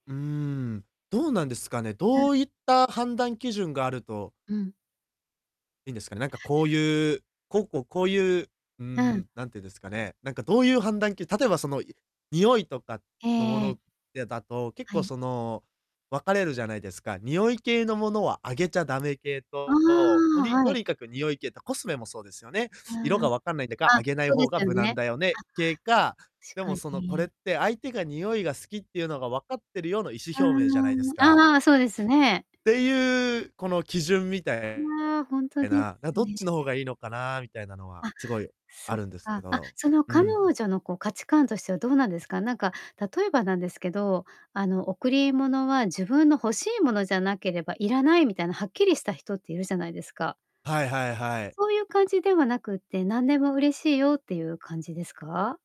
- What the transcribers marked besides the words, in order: distorted speech; tapping
- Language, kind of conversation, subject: Japanese, advice, 予算内で相手に喜ばれる贈り物はどう選べばいいですか？